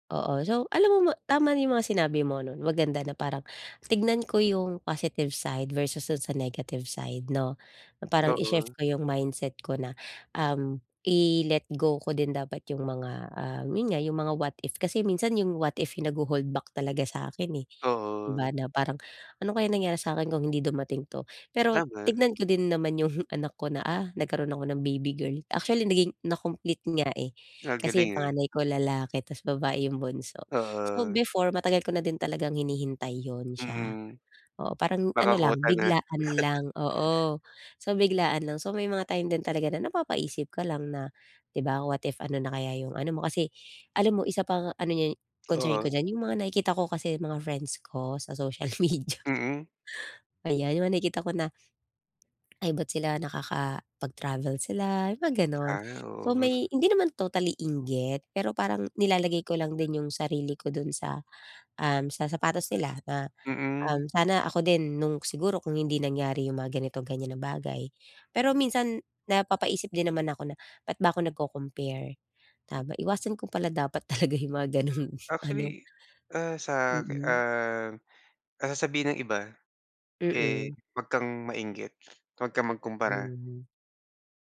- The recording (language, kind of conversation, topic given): Filipino, advice, Paano ko matatanggap ang mga pangarap at inaasahang hindi natupad sa buhay?
- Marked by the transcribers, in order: tapping; other background noise; laughing while speaking: "yung"; chuckle; laughing while speaking: "media"; laughing while speaking: "talaga"; laughing while speaking: "gano'n"; sniff